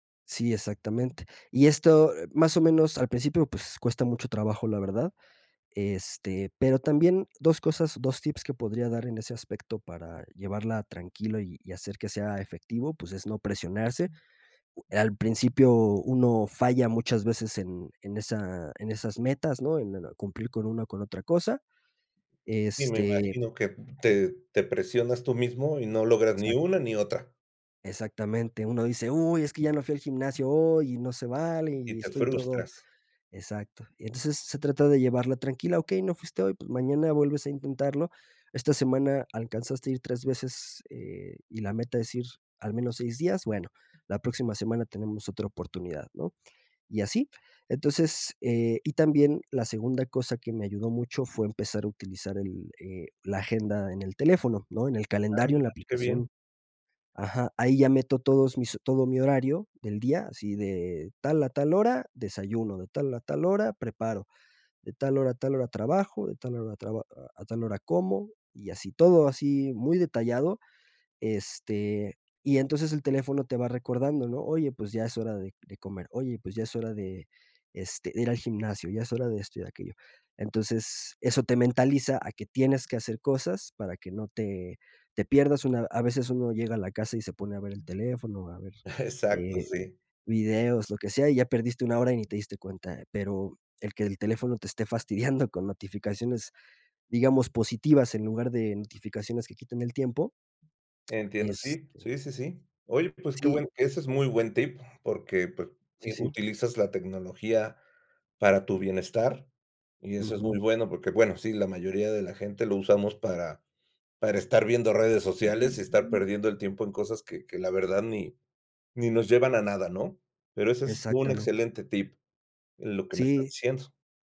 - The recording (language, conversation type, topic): Spanish, podcast, ¿Qué pequeños cambios han marcado una gran diferencia en tu salud?
- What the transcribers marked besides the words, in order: tapping